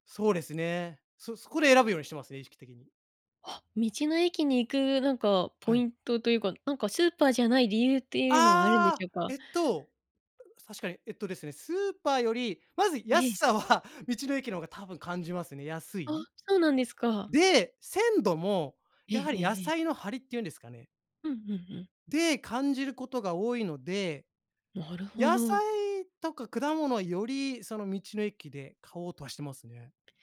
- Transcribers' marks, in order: other noise
- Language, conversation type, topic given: Japanese, podcast, 季節の食材をどう楽しんでる？